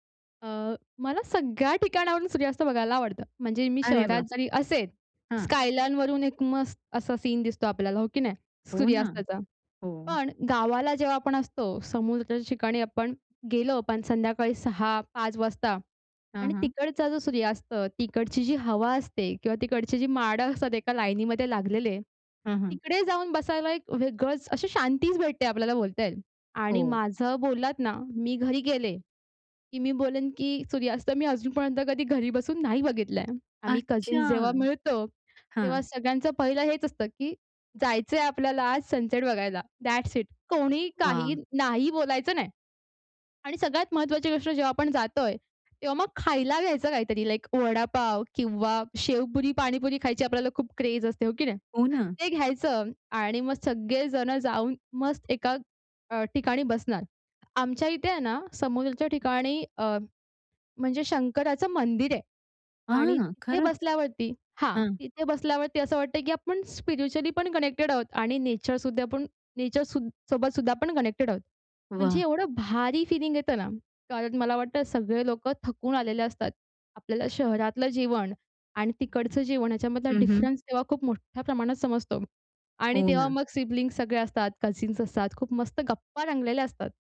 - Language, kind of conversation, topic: Marathi, podcast, सूर्यास्त बघताना तुम्हाला कोणत्या भावना येतात?
- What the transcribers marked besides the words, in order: in English: "स्कायलाईन"; in English: "सीन"; in English: "कझन्स"; in English: "सनसेट"; in English: "दॅट्स इट!"; in English: "क्रेझ"; in English: "स्पिरिच्युअली"; in English: "कनेक्टेड"; in English: "नेचरसुद्धा"; in English: "नेचर"; in English: "कनेक्टेड"; tapping; in English: "फीलिंग"; in English: "डिफरन्स"; in English: "सिबलिंग्स"; in English: "कझन्स"